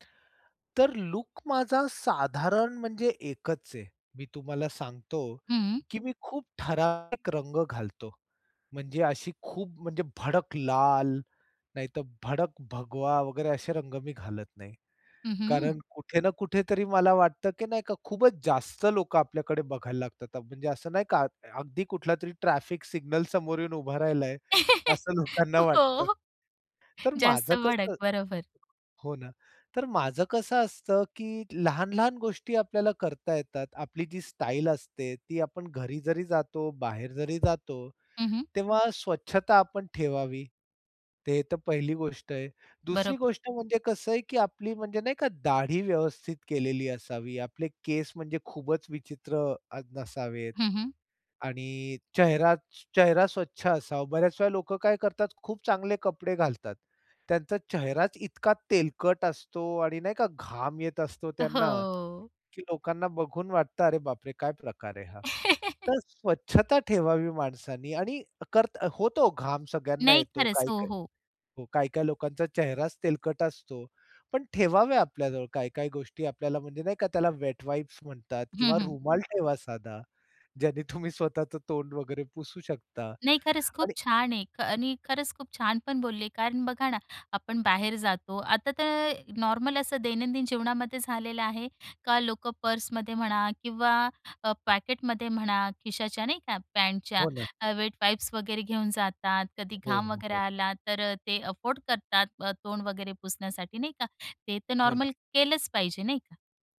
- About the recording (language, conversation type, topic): Marathi, podcast, तू तुझ्या दैनंदिन शैलीतून स्वतःला कसा व्यक्त करतोस?
- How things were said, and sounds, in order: stressed: "भडक"; stressed: "भडक"; laughing while speaking: "समोर येऊन उभा राहिला आहे, असं लोकांना वाटतं"; chuckle; laughing while speaking: "हो"; other background noise; stressed: "तेलकट"; chuckle; laughing while speaking: "हो"; drawn out: "हो"; tongue click; chuckle; in English: "वेट वाईप्स"; laughing while speaking: "ज्याने तुम्ही स्वतःचं तोंड वगैरे पुसू शकता"; in English: "नॉर्मल"; in English: "वेट वाईप्स"; in English: "अफोर्ड"